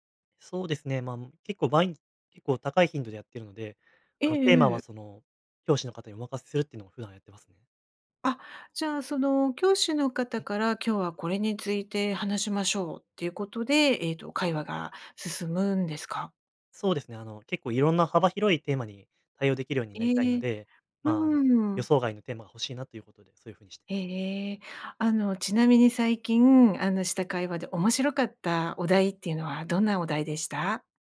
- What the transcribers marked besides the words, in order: none
- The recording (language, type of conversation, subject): Japanese, advice, 進捗が見えず達成感を感じられない